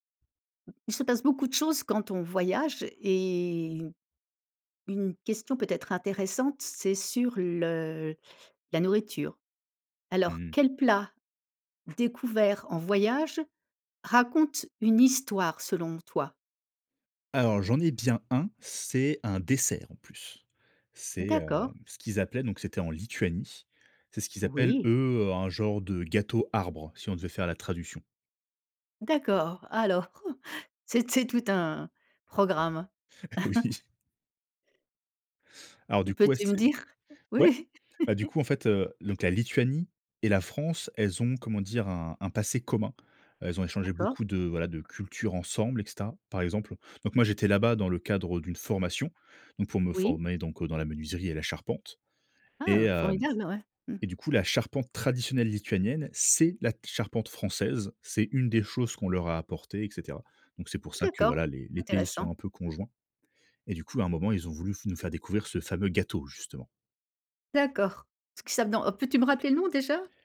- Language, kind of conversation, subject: French, podcast, Quel plat découvert en voyage raconte une histoire selon toi ?
- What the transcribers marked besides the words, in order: tapping; drawn out: "et"; chuckle; laughing while speaking: "Oui"; chuckle; laughing while speaking: "Oui ?"; laugh; other background noise